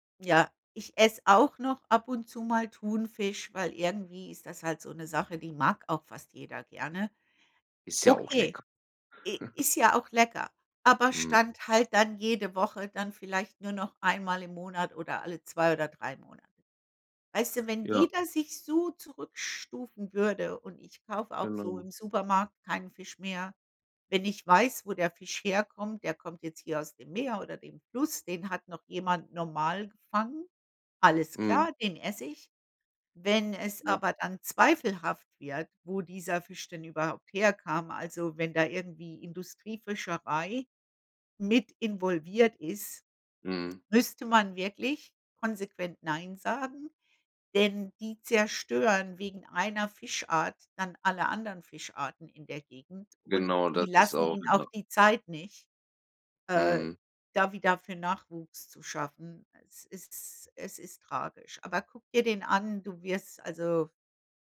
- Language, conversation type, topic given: German, unstructured, Wie beeinflusst Plastik unsere Meere und die darin lebenden Tiere?
- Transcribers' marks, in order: chuckle; other background noise